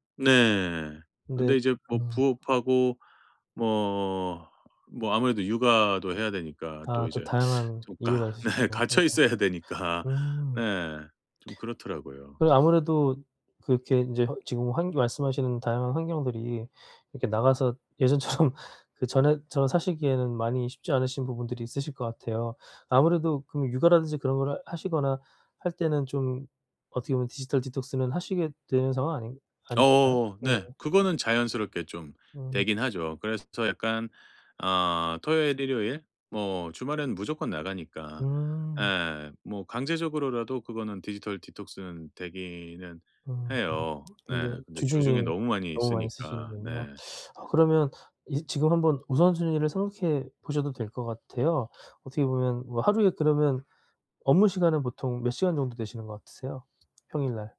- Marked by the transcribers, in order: laughing while speaking: "네"; laughing while speaking: "되니까"; unintelligible speech; laughing while speaking: "예전처럼"; tapping; other background noise
- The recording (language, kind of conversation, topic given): Korean, advice, 디지털 기기 사용 습관을 개선하고 사용량을 최소화하려면 어떻게 해야 할까요?